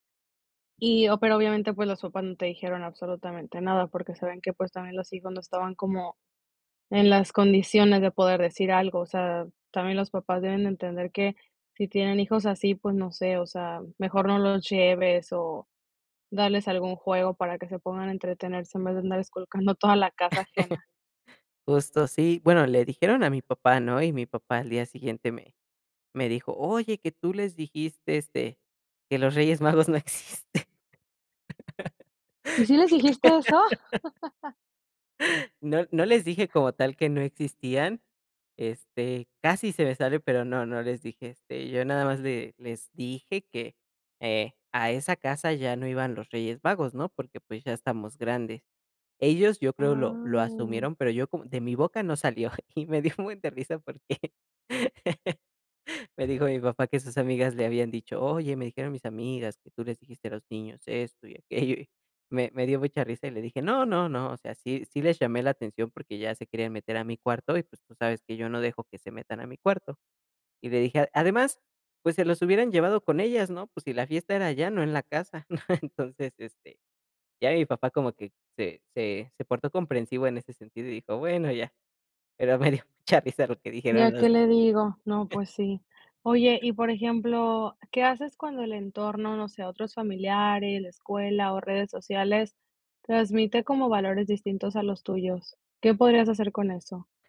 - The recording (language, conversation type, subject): Spanish, podcast, ¿Cómo compartes tus valores con niños o sobrinos?
- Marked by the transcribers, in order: chuckle; laughing while speaking: "existen"; laugh; drawn out: "Ah"; laughing while speaking: "dio un buen de risa porque"; laugh; chuckle; other noise; other background noise